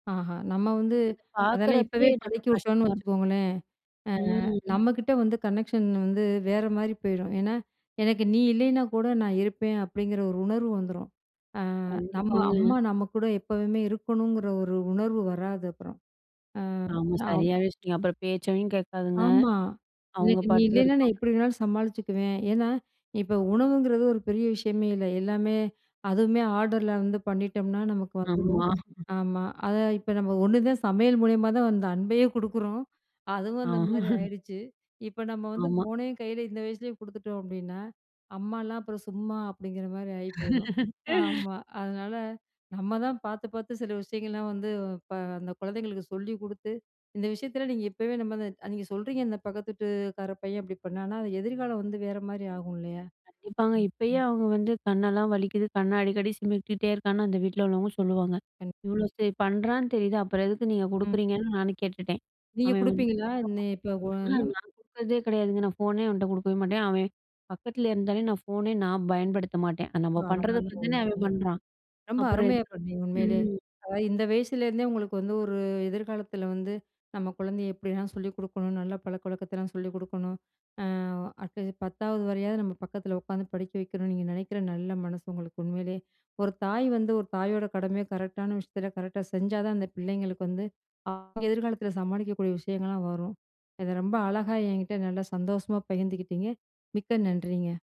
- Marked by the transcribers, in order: other noise; in English: "கனெக்ஷன்"; in English: "ஆர்டர்ல"; chuckle; laugh; laugh; unintelligible speech; unintelligible speech; in English: "அட்லீஸ்ட்"; in English: "கரெக்ட்டா"; unintelligible speech
- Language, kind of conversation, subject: Tamil, podcast, பிள்ளைகளுக்கு நல்ல பழக்கங்கள் உருவாக நீங்கள் என்ன செய்கிறீர்கள்?